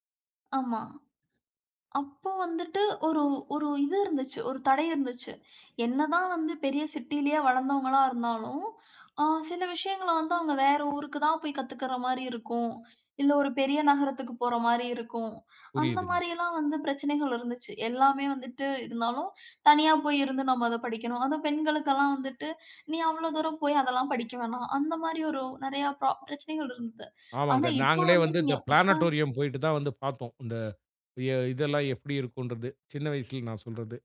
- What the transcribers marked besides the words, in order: other background noise; "புரியுதுங்க" said as "புரியுதுங்"; in English: "பிளானட்டோரியம்"; "உட்கார்ந்து" said as "உட்கார்"
- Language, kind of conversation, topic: Tamil, podcast, கல்வியில் தொழில்நுட்பத்தை பயன்படுத்துவதன் நன்மைகள் என்ன?